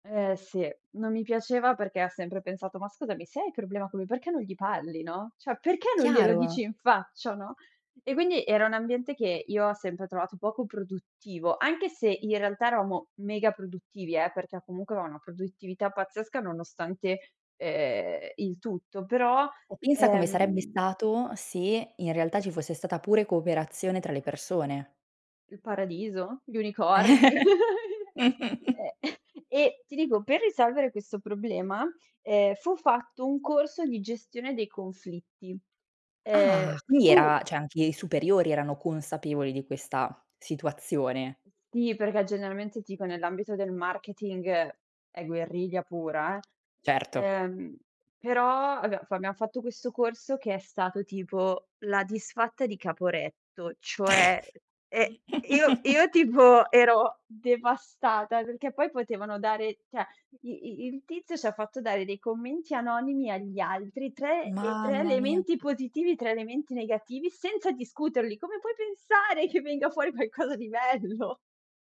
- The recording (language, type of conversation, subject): Italian, podcast, Come si danno e si ricevono le critiche sul lavoro?
- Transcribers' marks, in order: "parli" said as "palli"; "cioè" said as "ceh"; stressed: "faccia"; "quindi" said as "quinni"; laughing while speaking: "Eh"; chuckle; other background noise; chuckle; tapping; drawn out: "Ah"; "cioè" said as "ceh"; chuckle; "cioè" said as "ceh"; stressed: "pensare"; laughing while speaking: "qualcosa di bello?"